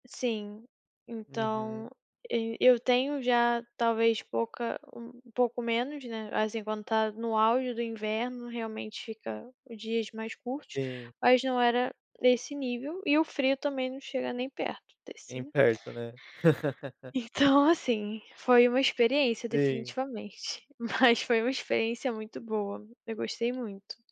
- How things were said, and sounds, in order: chuckle; laughing while speaking: "Então assim, foi uma experiência definitivamente, mas"; tapping
- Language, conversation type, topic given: Portuguese, podcast, Me conta sobre uma viagem que mudou a sua vida?